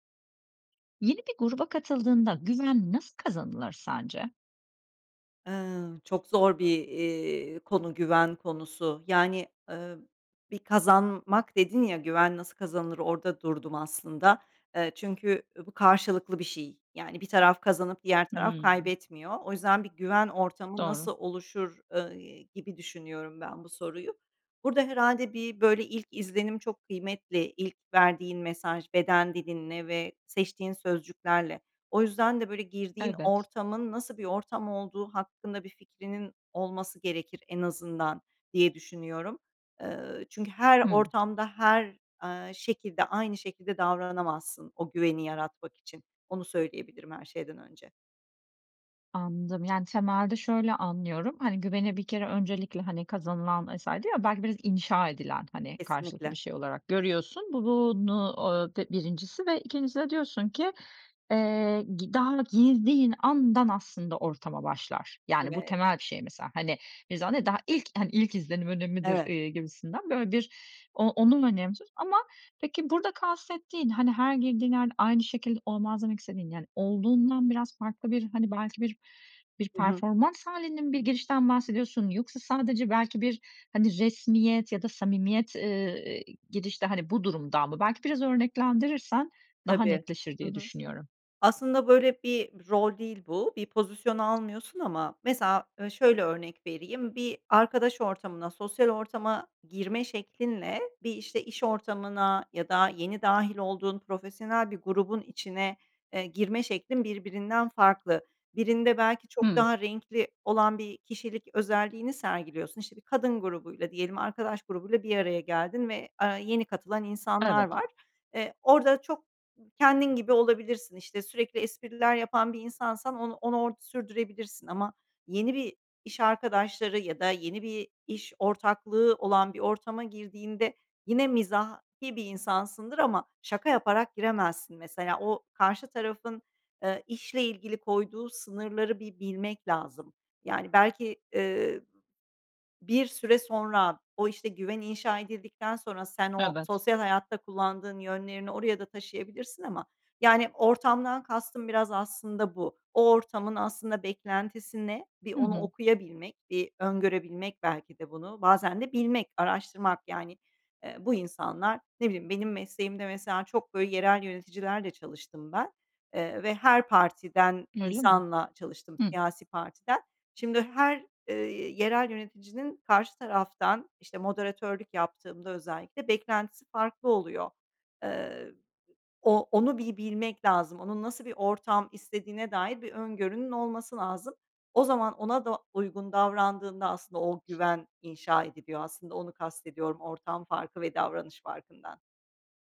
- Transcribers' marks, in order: unintelligible speech; tapping; other background noise
- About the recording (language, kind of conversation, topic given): Turkish, podcast, Yeni bir gruba katıldığında güveni nasıl kazanırsın?